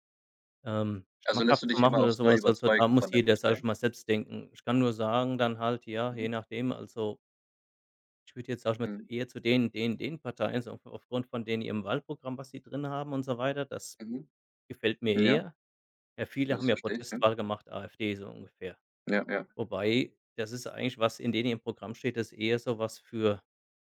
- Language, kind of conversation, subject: German, unstructured, Wie kann man jemanden überzeugen, der eine andere Meinung hat?
- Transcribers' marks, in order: other background noise